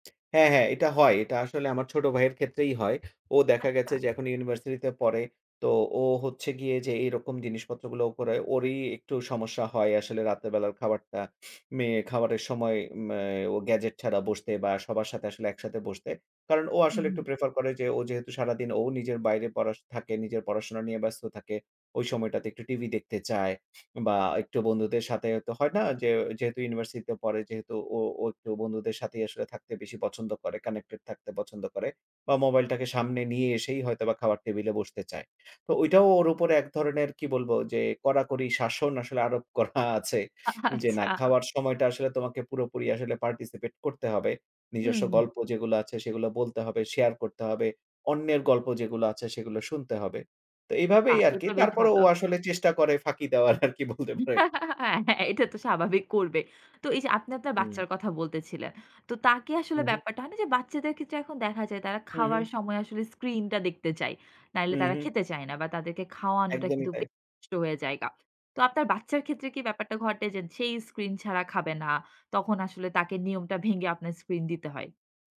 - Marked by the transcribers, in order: tapping; sniff; sniff; in English: "connected"; laughing while speaking: "করা আছে"; sniff; laughing while speaking: "আচ্ছা"; laughing while speaking: "ফাঁকি দেওয়ার আরকি বলতে পারেন"; giggle; laughing while speaking: "হ্যাঁ, হ্যাঁ এটা তো স্বাভাবিক করবে"; "যায়" said as "জায়গা"
- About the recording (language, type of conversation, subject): Bengali, podcast, রাতের খাবারের সময় আলাপ-আলোচনা শুরু করতে আপনি কীভাবে সবাইকে অনুপ্রাণিত করেন?